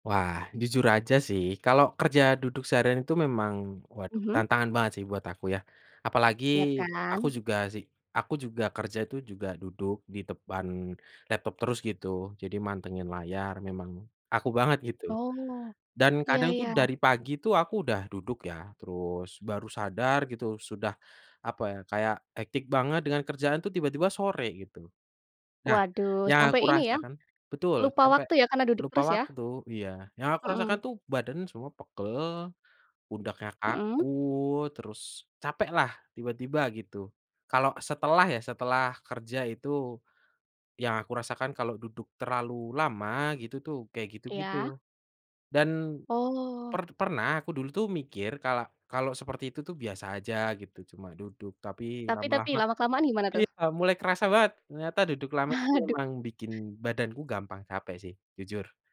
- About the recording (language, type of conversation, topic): Indonesian, podcast, Bagaimana cara Anda tetap aktif meski bekerja sambil duduk seharian?
- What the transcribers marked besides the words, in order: none